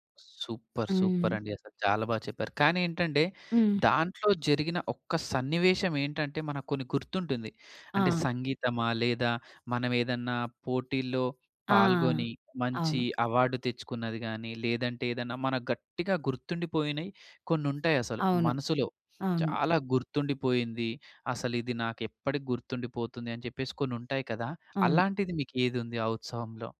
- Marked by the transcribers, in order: in English: "సూపర్!"; in English: "అవార్డ్"; stressed: "చాలా"
- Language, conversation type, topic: Telugu, podcast, ఏ స్థానిక ఉత్సవం మీ మనసును అత్యంతగా తాకిందో చెప్పగలరా?
- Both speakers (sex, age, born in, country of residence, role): female, 40-44, India, India, guest; male, 25-29, India, India, host